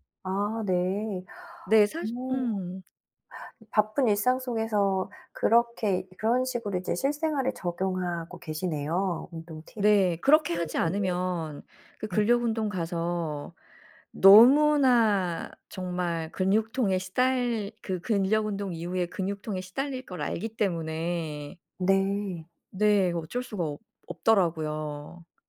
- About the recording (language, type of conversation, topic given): Korean, podcast, 규칙적인 운동 루틴은 어떻게 만드세요?
- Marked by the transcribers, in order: other background noise